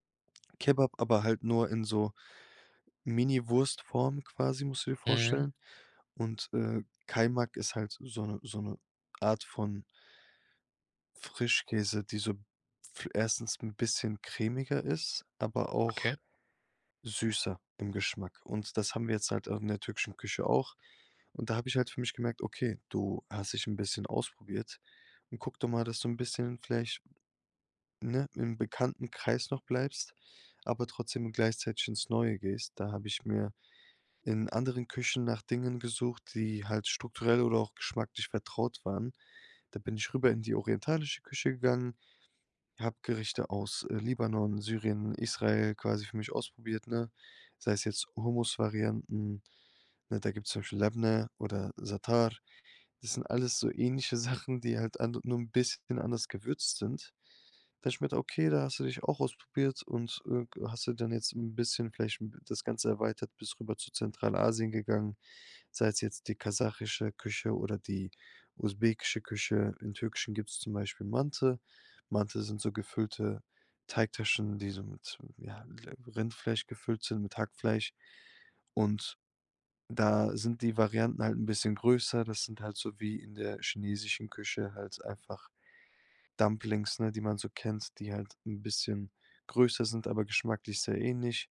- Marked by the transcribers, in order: laughing while speaking: "Sachen"
- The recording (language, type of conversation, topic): German, podcast, Welche Tipps gibst du Einsteigerinnen und Einsteigern, um neue Geschmäcker zu entdecken?